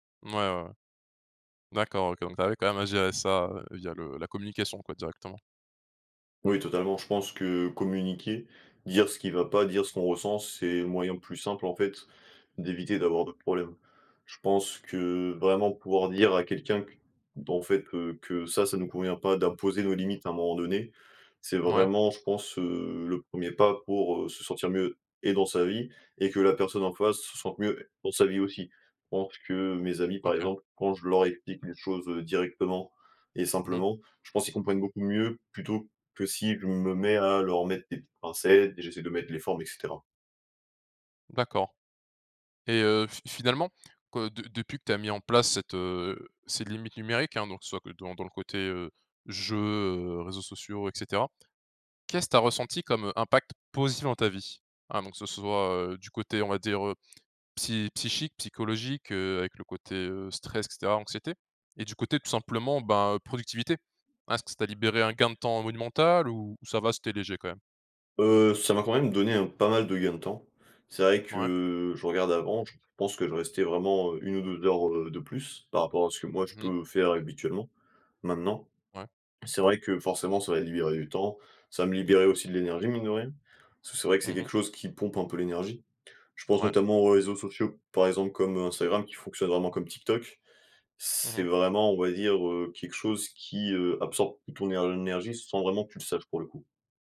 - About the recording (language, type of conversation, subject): French, podcast, Comment poses-tu des limites au numérique dans ta vie personnelle ?
- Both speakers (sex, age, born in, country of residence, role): male, 20-24, France, France, host; male, 20-24, Romania, Romania, guest
- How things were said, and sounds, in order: tapping